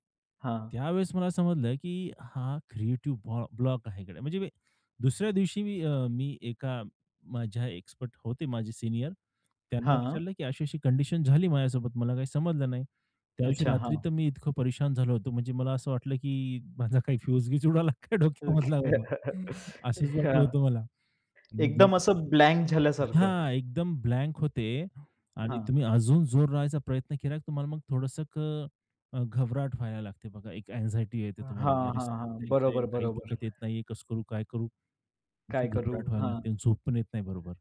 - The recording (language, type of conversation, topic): Marathi, podcast, सर्जनशीलतेत अडथळा आला की तुम्ही काय करता?
- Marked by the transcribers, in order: laughing while speaking: "माझा काही फ्युज-बीज उडायला काय डोक्यामधला बाबा"; chuckle; tapping; in English: "अँक्साइटी"; unintelligible speech